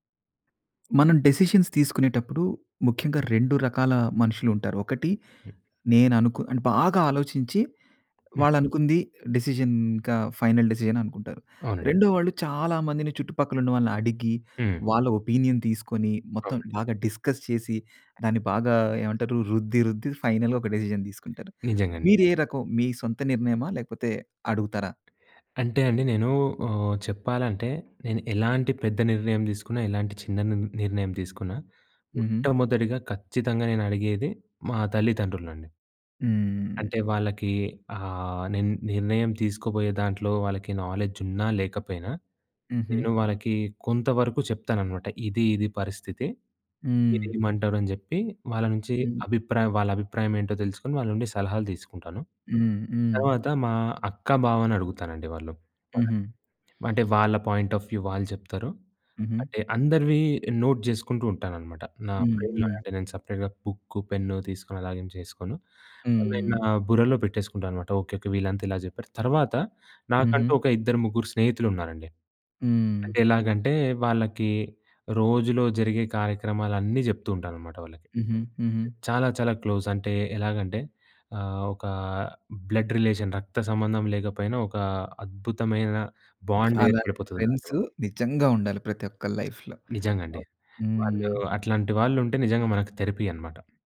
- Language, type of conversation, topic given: Telugu, podcast, కుటుంబం, స్నేహితుల అభిప్రాయాలు మీ నిర్ణయాన్ని ఎలా ప్రభావితం చేస్తాయి?
- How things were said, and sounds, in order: in English: "డెసిషన్స్"; in English: "డెసిషన్"; other background noise; in English: "ఫైనల్ డెసిషన్"; in English: "ఒపీనియన్"; in English: "డిస్కస్"; in English: "ఫైనల్‌గా"; in English: "డెసిషన్"; tapping; in English: "నాలెడ్జ్"; in English: "పాయింట్ ఆఫ్ వ్యూ"; in English: "నోట్"; in English: "బ్రైన్‌లో"; in English: "సపరేట్‌గా"; in English: "క్లోజ్"; in English: "బ్లడ్ రిలేషన్"; in English: "బాండ్"; unintelligible speech; in English: "లైఫ్‌లో"; in English: "థెరపీ"